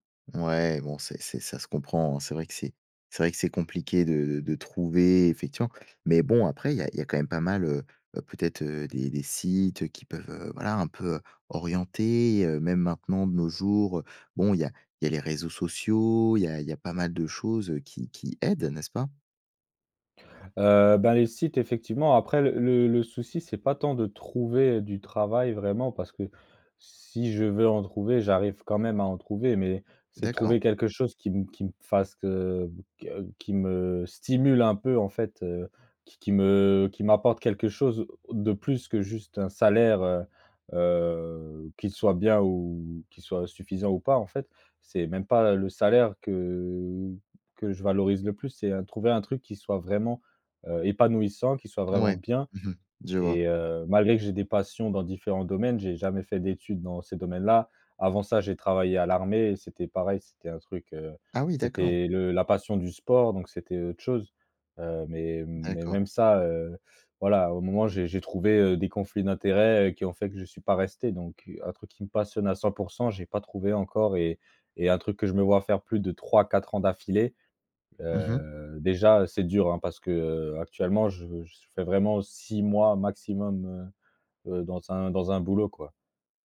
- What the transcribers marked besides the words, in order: stressed: "stimule"; stressed: "salaire"; drawn out: "que"; stressed: "épanouissant"
- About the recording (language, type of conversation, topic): French, advice, Comment vous préparez-vous à la retraite et comment vivez-vous la perte de repères professionnels ?